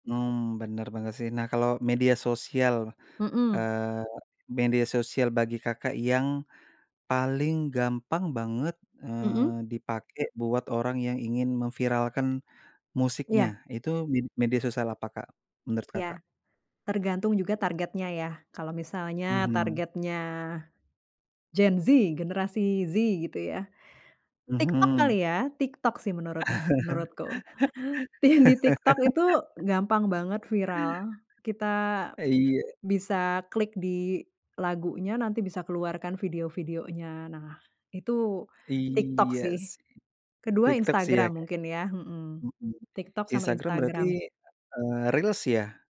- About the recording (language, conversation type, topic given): Indonesian, podcast, Bagaimana pengaruh media sosial terhadap cara kita menikmati musik?
- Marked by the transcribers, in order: laugh